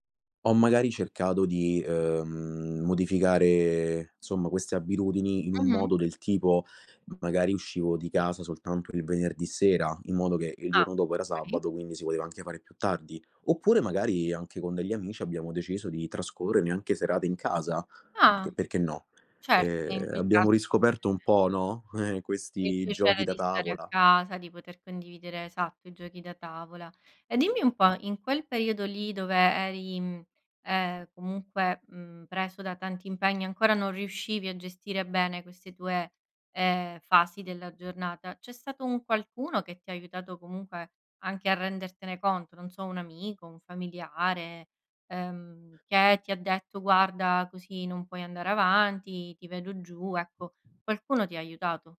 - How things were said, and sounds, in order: "sabato" said as "sabbato"; tapping; other background noise
- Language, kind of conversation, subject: Italian, podcast, Come bilanci studio e vita sociale senza impazzire?